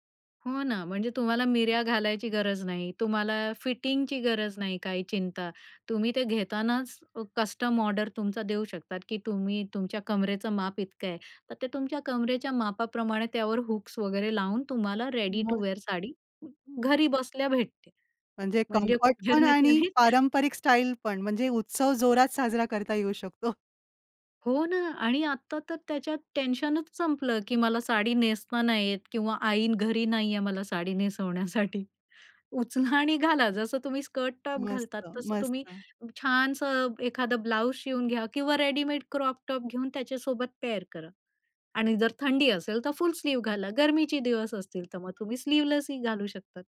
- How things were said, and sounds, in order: other background noise; in English: "रेडी टू वेअर"; in English: "कम्फर्ट"; unintelligible speech; in English: "रेडीमेड क्रॉप टॉप"; in English: "फुल स्लीव"
- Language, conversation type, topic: Marathi, podcast, आरामदायीपणा आणि देखणेपणा यांचा तुम्ही रोजच्या पेहरावात कसा समतोल साधता?